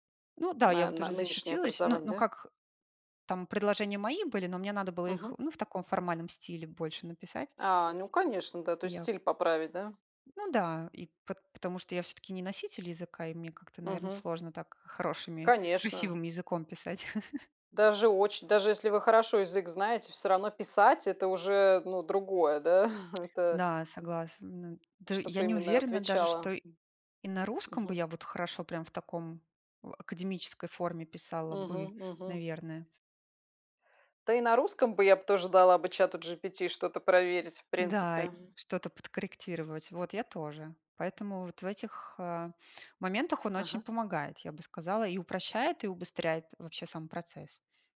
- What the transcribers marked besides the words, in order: chuckle; chuckle; tapping; other background noise; grunt
- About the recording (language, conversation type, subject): Russian, unstructured, Как интернет влияет на образование сегодня?